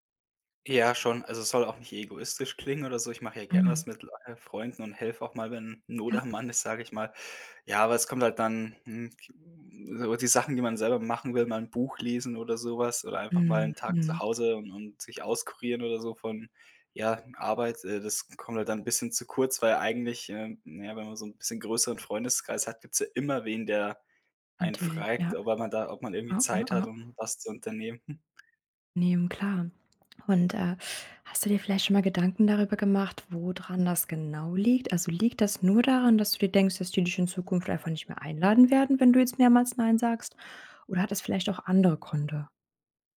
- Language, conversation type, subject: German, advice, Warum fällt es mir schwer, bei Bitten von Freunden oder Familie Nein zu sagen?
- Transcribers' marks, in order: tapping; "fragt" said as "frägt"